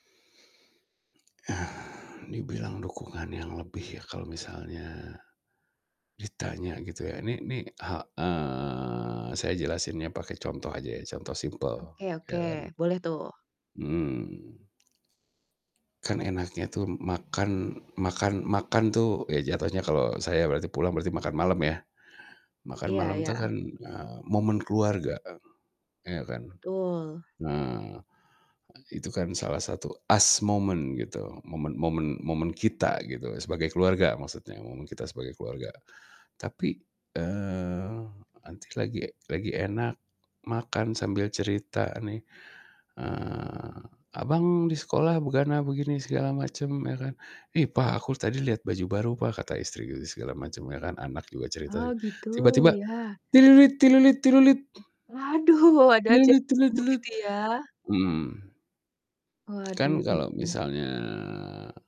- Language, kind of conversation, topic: Indonesian, podcast, Bagaimana kamu mengatur waktu antara pekerjaan dan kehidupan pribadi?
- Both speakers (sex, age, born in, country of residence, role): female, 25-29, Indonesia, Indonesia, host; male, 40-44, Indonesia, Indonesia, guest
- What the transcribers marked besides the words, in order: tapping; static; drawn out: "eee"; other background noise; in English: "us moment"; drawn out: "eee"; other noise; laughing while speaking: "Waduh"; distorted speech; drawn out: "misalnya"